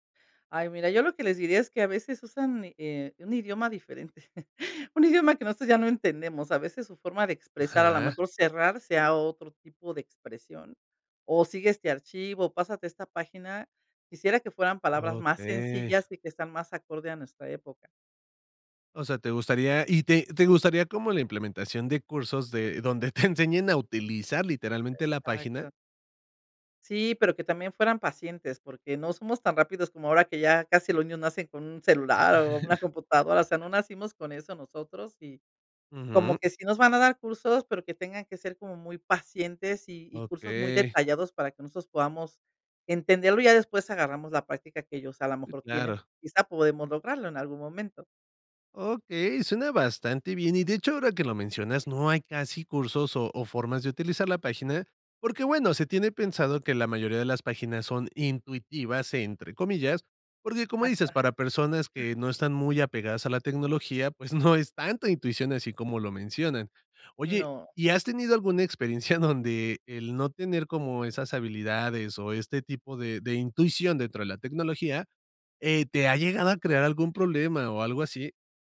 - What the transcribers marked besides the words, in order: chuckle; laughing while speaking: "te"; chuckle; laughing while speaking: "no es"; laughing while speaking: "experiencia"
- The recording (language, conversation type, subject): Spanish, podcast, ¿Qué opinas de aprender por internet hoy en día?
- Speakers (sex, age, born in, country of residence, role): female, 55-59, Mexico, Mexico, guest; male, 30-34, Mexico, Mexico, host